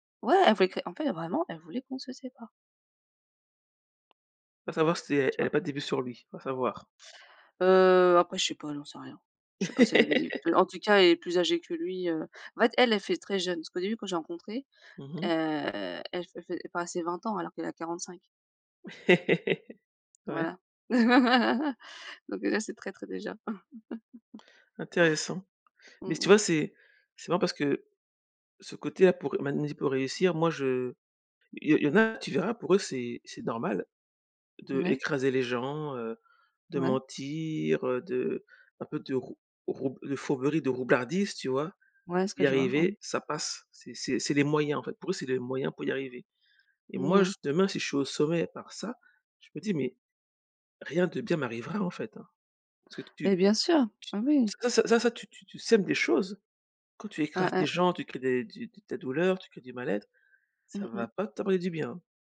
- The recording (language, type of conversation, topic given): French, unstructured, Est-il acceptable de manipuler pour réussir ?
- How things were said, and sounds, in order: laugh; laugh; laugh; chuckle; "roublardise" said as "rougardise"; "t'apporter" said as "tobrer"